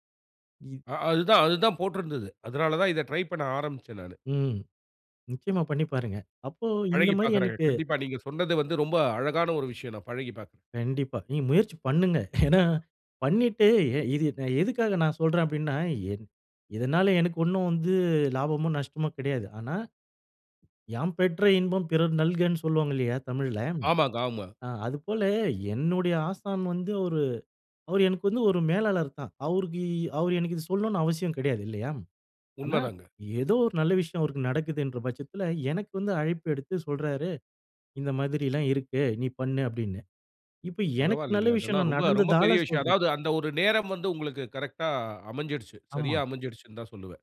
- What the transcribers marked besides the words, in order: laughing while speaking: "ஏன்னா"; "அவருக்கு" said as "அவுருக்கி"; in English: "கரெக்ட்டா"
- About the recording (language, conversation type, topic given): Tamil, podcast, அழுத்தம் அதிகமான நாளை நீங்கள் எப்படிச் சமாளிக்கிறீர்கள்?